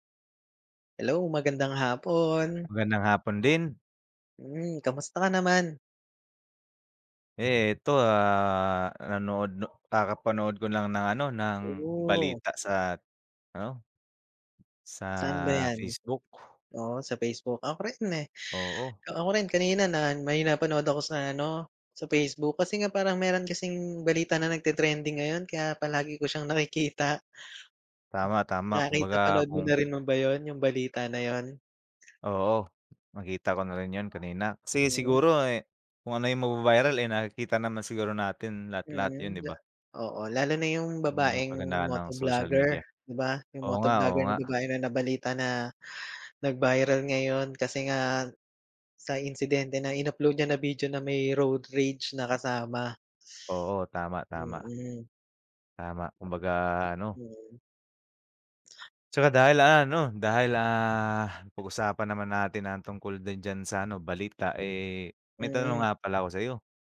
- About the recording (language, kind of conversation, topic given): Filipino, unstructured, Ano ang palagay mo sa epekto ng midyang panlipunan sa balita?
- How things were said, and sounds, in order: other background noise; tapping